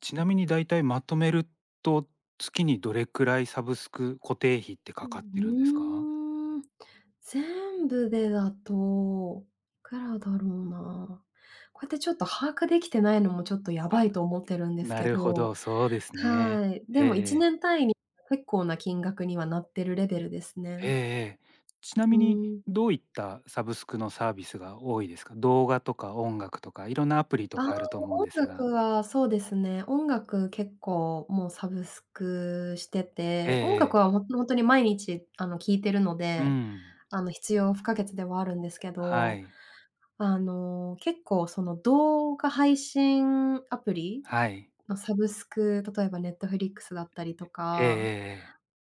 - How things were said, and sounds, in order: other background noise
- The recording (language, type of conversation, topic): Japanese, advice, サブスクや固定費が増えすぎて解約できないのですが、どうすれば減らせますか？